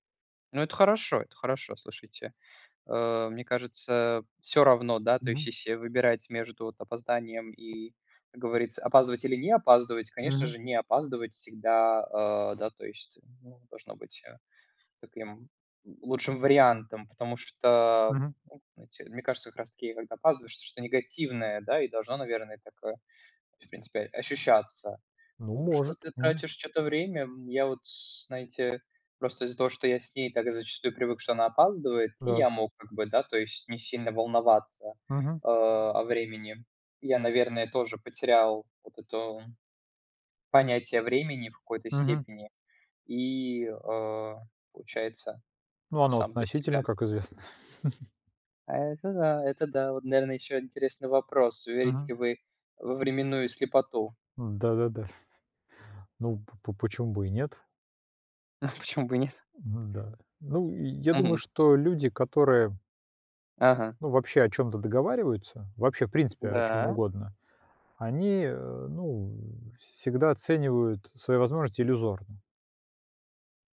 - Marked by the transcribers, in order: chuckle; chuckle; laughing while speaking: "Почему бы и нет?"
- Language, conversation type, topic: Russian, unstructured, Почему люди не уважают чужое время?